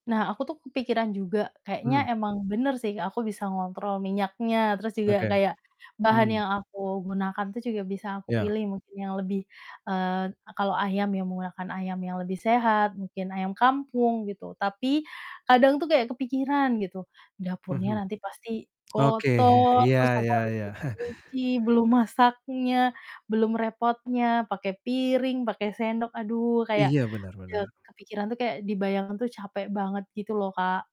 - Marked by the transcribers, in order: other background noise; static; stressed: "kotor"; distorted speech; chuckle; tapping
- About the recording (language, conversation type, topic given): Indonesian, advice, Bagaimana caranya agar saya lebih termotivasi memasak dan tidak terlalu sering memesan makanan cepat saji?